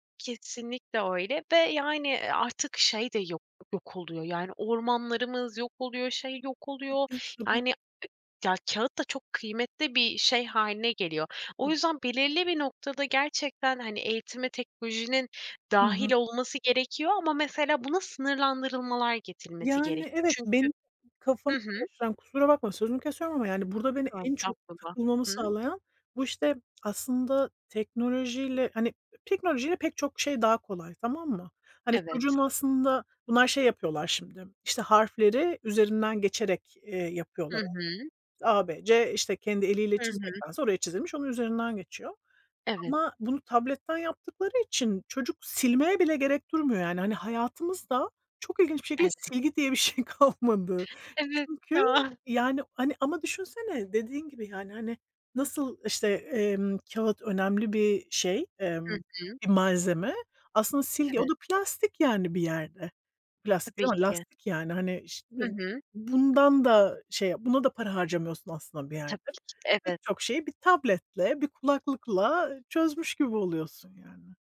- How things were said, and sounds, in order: other background noise; "duymuyor" said as "durmuyor"; laughing while speaking: "bir şey kalmadı"
- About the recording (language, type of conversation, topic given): Turkish, unstructured, Eğitimde teknoloji kullanımı sence ne kadar önemli?